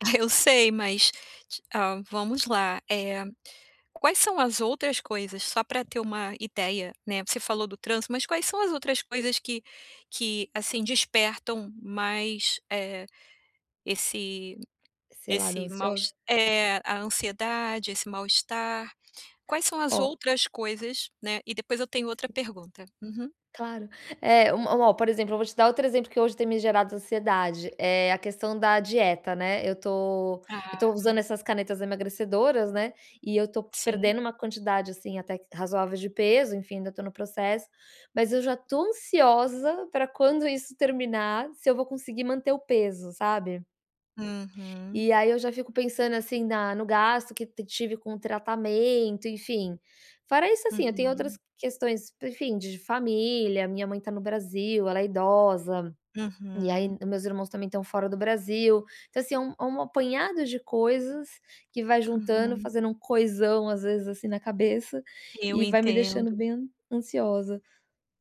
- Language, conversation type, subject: Portuguese, advice, Como posso acalmar a mente rapidamente?
- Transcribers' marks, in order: tapping; unintelligible speech